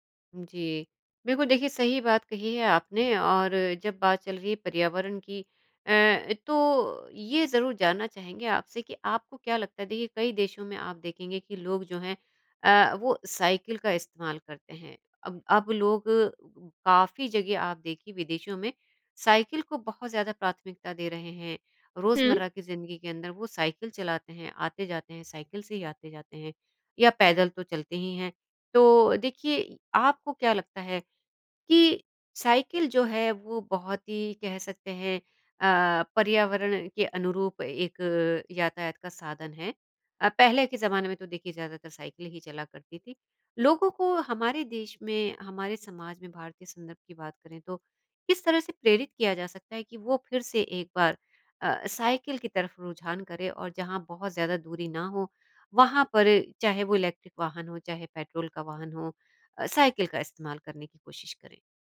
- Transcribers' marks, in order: in English: "इलेक्ट्रिक"
- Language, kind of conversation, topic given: Hindi, podcast, इलेक्ट्रिक वाहन रोज़मर्रा की यात्रा को कैसे बदल सकते हैं?